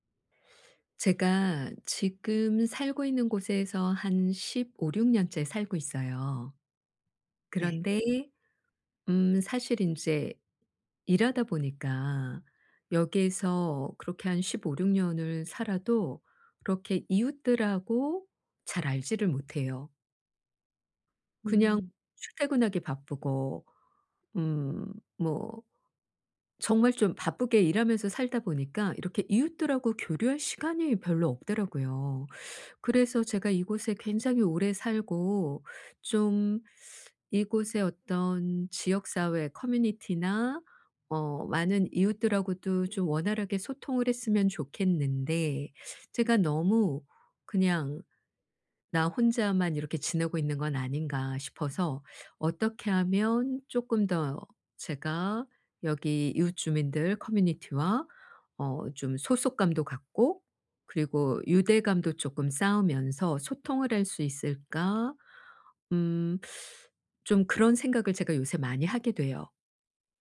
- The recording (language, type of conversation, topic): Korean, advice, 지역사회에 참여해 소속감을 느끼려면 어떻게 해야 하나요?
- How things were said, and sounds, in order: none